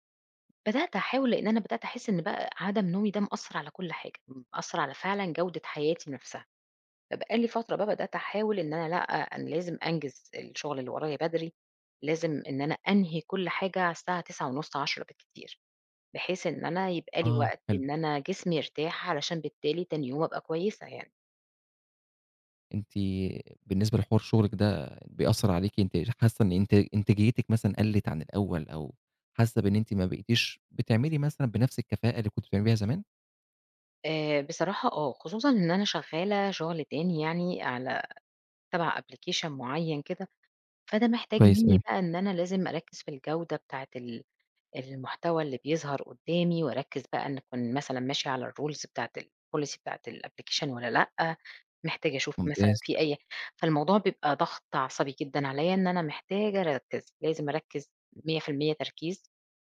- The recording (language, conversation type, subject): Arabic, podcast, إزاي بتنظّم نومك عشان تحس بنشاط؟
- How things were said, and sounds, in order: tapping; in English: "Application"; in English: "الRules"; in English: "الPolicy"; in English: "الApplication"